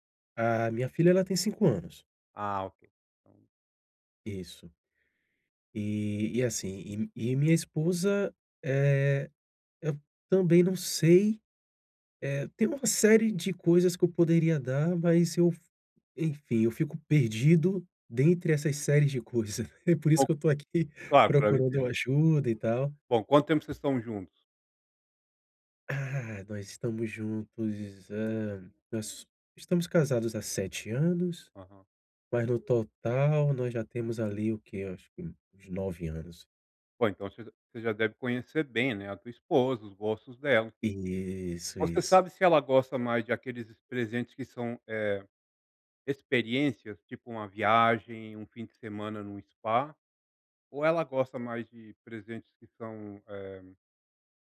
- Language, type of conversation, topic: Portuguese, advice, Como posso encontrar um presente bom e adequado para alguém?
- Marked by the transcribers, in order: laughing while speaking: "coisas"